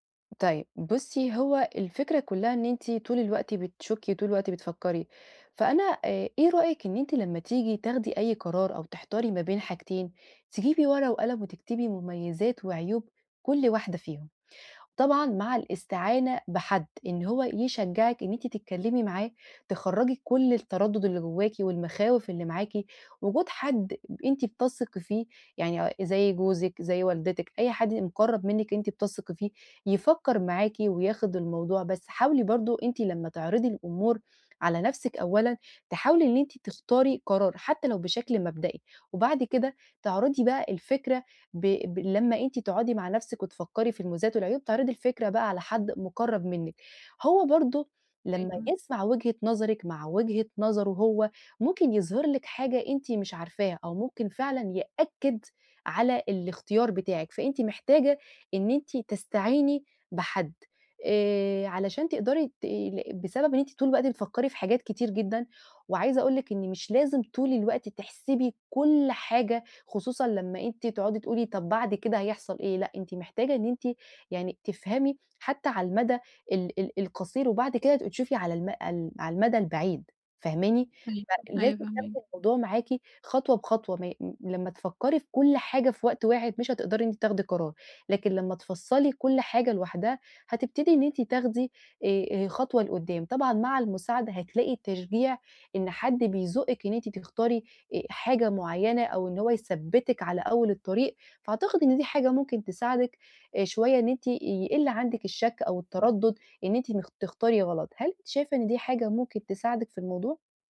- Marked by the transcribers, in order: other background noise
- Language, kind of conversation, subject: Arabic, advice, إزاي أتعامل مع الشك وعدم اليقين وأنا باختار؟